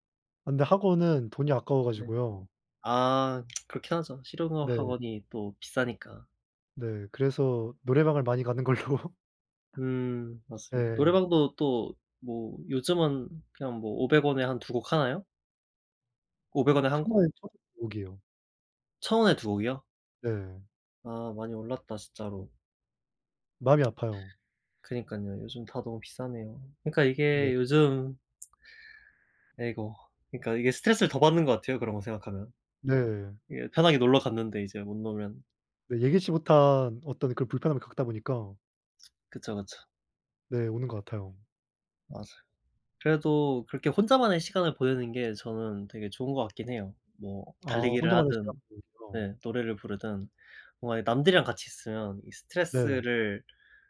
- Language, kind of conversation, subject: Korean, unstructured, 스트레스를 받을 때 보통 어떻게 푸세요?
- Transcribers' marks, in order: tsk; laughing while speaking: "걸로"; tapping